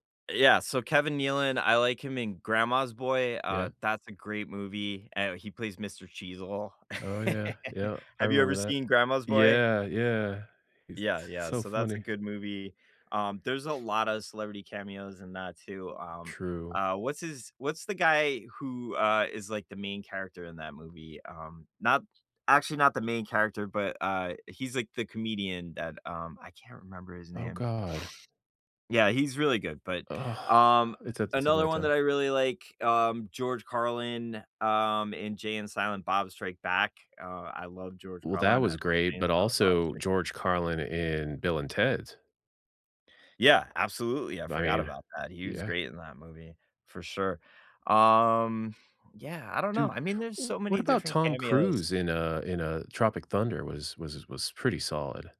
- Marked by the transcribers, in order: chuckle; other background noise; drawn out: "um"
- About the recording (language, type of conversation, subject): English, unstructured, Which celebrity cameo made you laugh the most, and what made that surprise moment unforgettable?